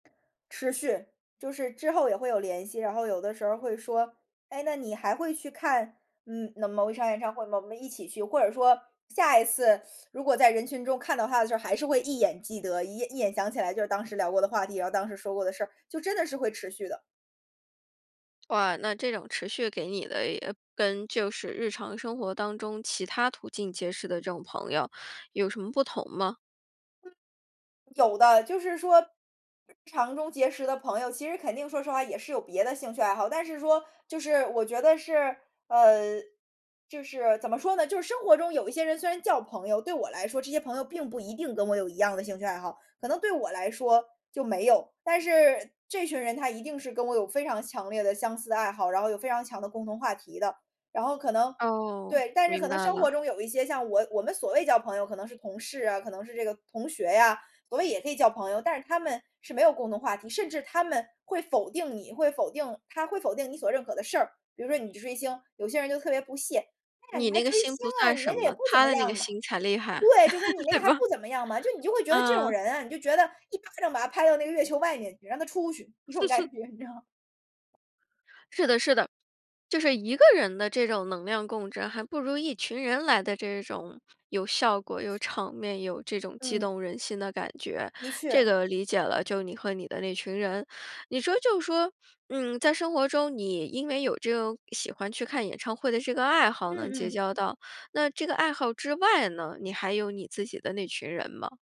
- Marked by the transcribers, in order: tapping; other background noise; laugh; laughing while speaking: "对 吧？"; chuckle; laughing while speaking: "这种感觉，你知道"
- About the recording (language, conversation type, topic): Chinese, podcast, 你是怎么找到属于自己的那群人的？